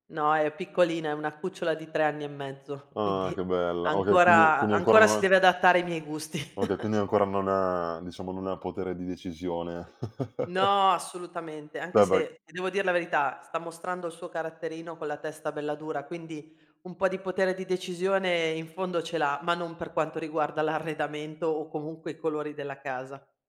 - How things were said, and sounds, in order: chuckle; chuckle; unintelligible speech
- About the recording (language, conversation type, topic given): Italian, podcast, Che cosa rende la tua casa davvero casa per te?